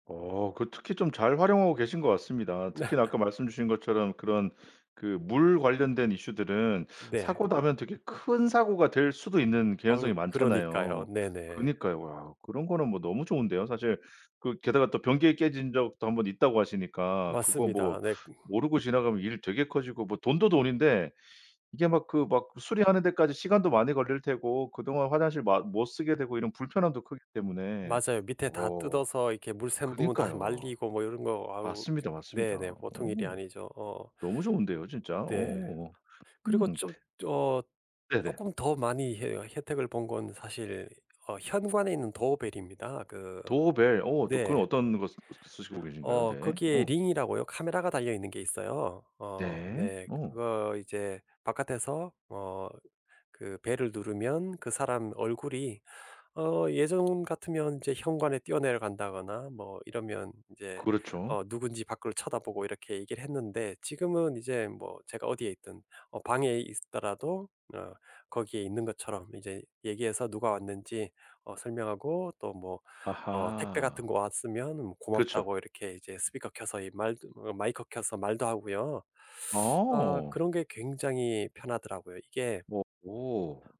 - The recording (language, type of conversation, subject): Korean, podcast, 스마트홈 기술은 우리 집에 어떤 영향을 미치나요?
- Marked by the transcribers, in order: laughing while speaking: "네"; other background noise; in English: "doorbell"; in English: "Doorbell"